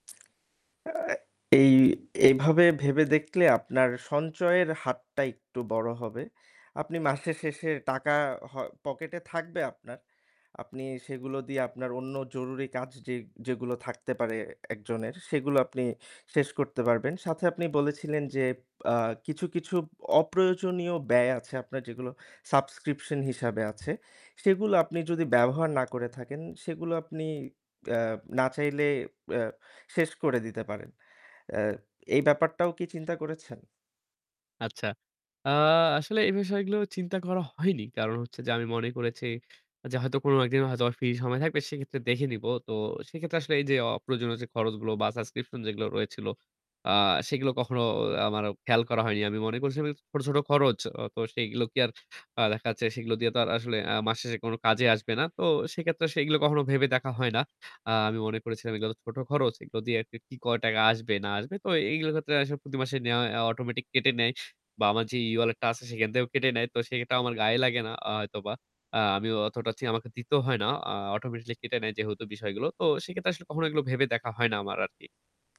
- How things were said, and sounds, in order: other background noise; in English: "subscription"; in English: "subscription"; in English: "automatic"; in English: "Automatically"
- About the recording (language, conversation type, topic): Bengali, advice, মাসের শেষে আপনার টাকাপয়সা কেন শেষ হয়ে যায়?